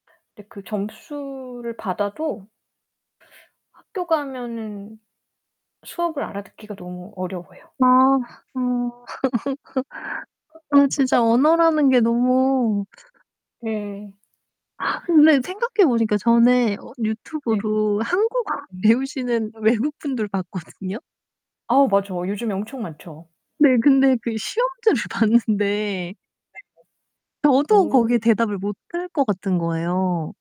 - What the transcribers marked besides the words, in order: static; other background noise; distorted speech; laugh; sigh; laughing while speaking: "외국분들 봤거든요"; laughing while speaking: "시험지를 봤는데"; tapping
- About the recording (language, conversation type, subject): Korean, unstructured, 새로운 언어를 배우는 것은 왜 재미있을까요?